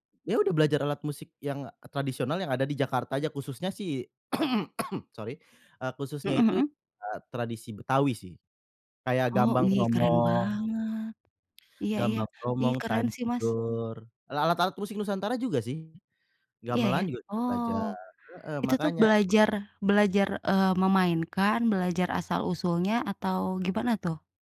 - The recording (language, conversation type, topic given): Indonesian, unstructured, Pelajaran hidup apa yang kamu dapat dari sekolah?
- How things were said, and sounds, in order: cough